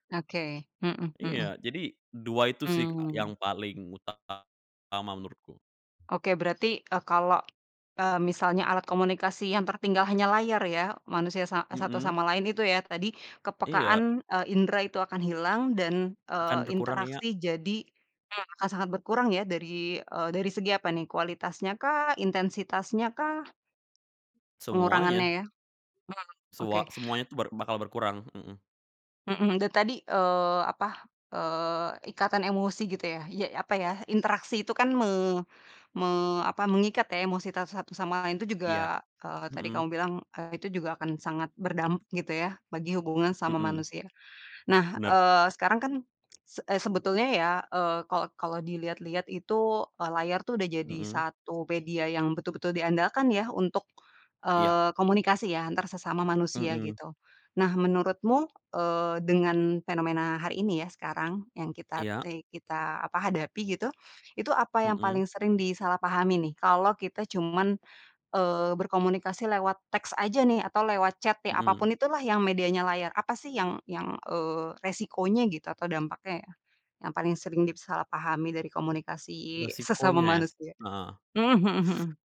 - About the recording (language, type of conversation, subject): Indonesian, podcast, Apa yang hilang jika semua komunikasi hanya dilakukan melalui layar?
- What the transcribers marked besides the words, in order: other background noise; tapping; "disalahpahami" said as "dipsalahpahami"